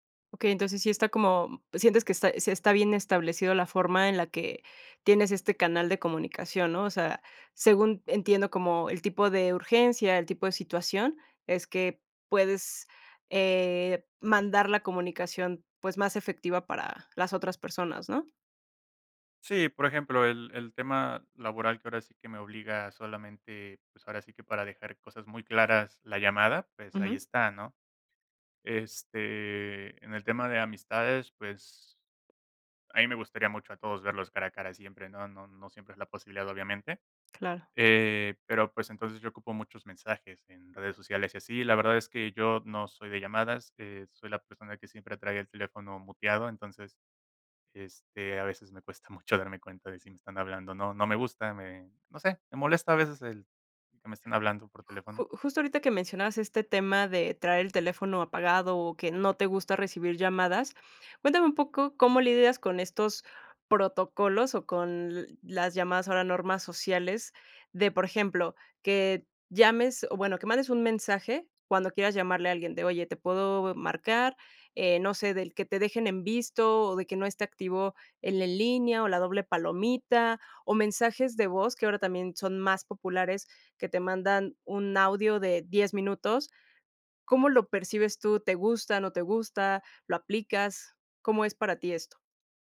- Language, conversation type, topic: Spanish, podcast, ¿Prefieres hablar cara a cara, por mensaje o por llamada?
- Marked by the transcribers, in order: laughing while speaking: "mucho"